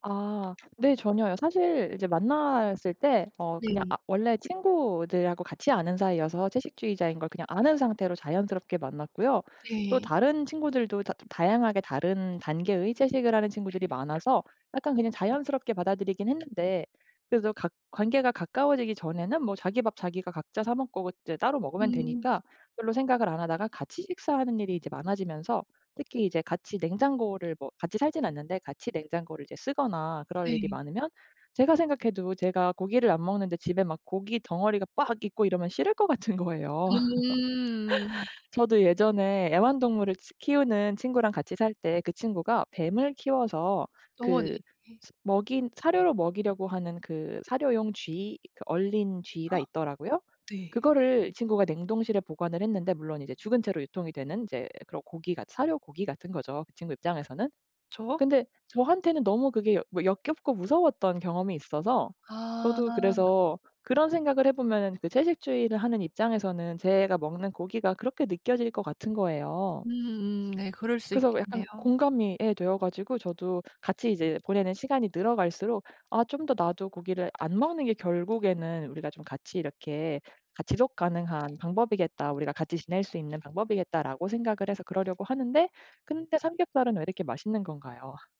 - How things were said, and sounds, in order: other background noise; tapping; laughing while speaking: "거예요"; laugh; gasp
- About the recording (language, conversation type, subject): Korean, advice, 가치와 행동이 일치하지 않아 혼란스러울 때 어떻게 해야 하나요?